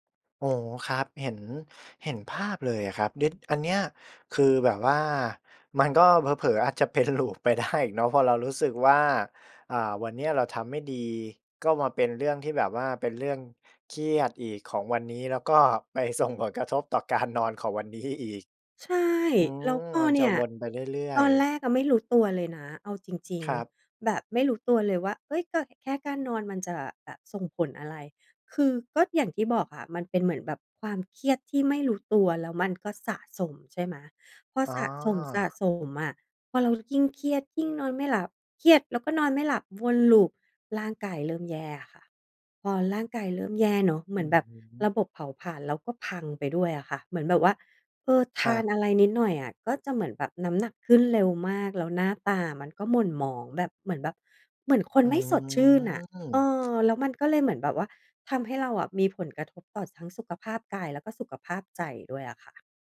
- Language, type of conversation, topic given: Thai, podcast, การนอนของคุณส่งผลต่อความเครียดอย่างไรบ้าง?
- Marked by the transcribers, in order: tapping; laughing while speaking: "จะเป็น loop ไปได้"; laughing while speaking: "ไปส่งผลกระทบต่อการนอน"; laughing while speaking: "นี้อีก"; other background noise